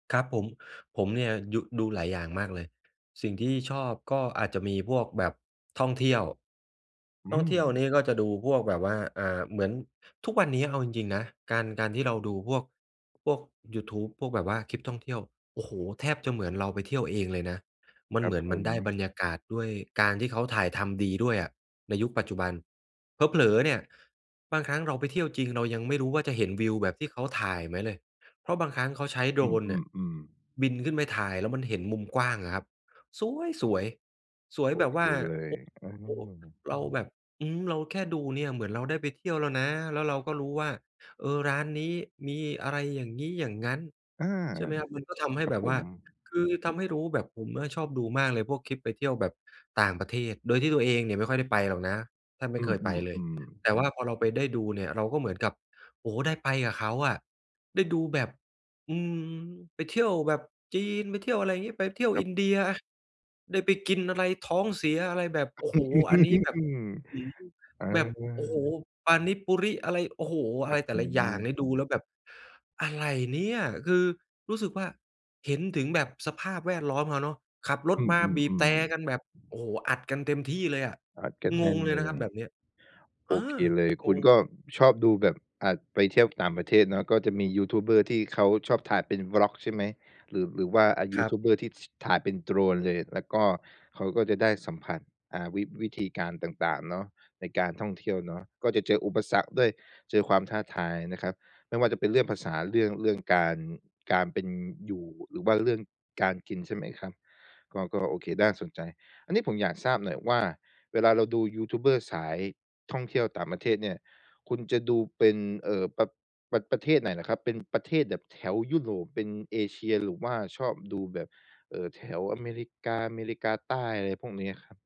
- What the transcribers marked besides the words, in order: chuckle
- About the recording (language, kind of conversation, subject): Thai, podcast, กิจกรรมง่ายๆ อะไรที่ทำให้วันของคุณมีความสุข?